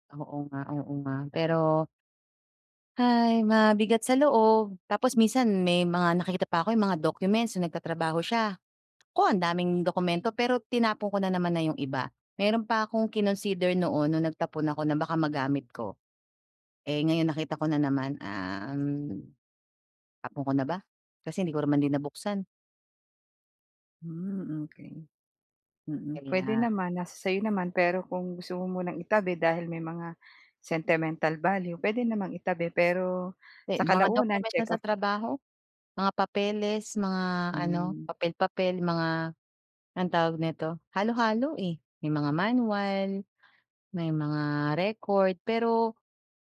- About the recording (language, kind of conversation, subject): Filipino, advice, Paano ko mababawasan nang may saysay ang sobrang dami ng gamit ko?
- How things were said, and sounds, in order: none